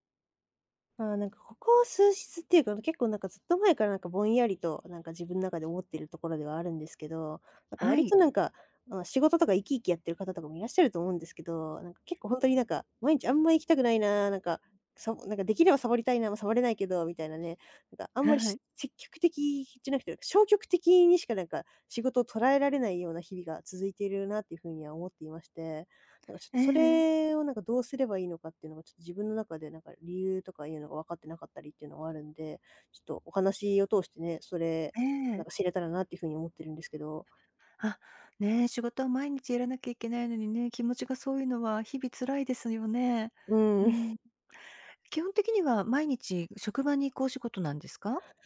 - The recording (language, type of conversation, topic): Japanese, advice, 仕事に行きたくない日が続くのに、理由がわからないのはなぜでしょうか？
- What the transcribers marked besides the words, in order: other noise; other background noise; chuckle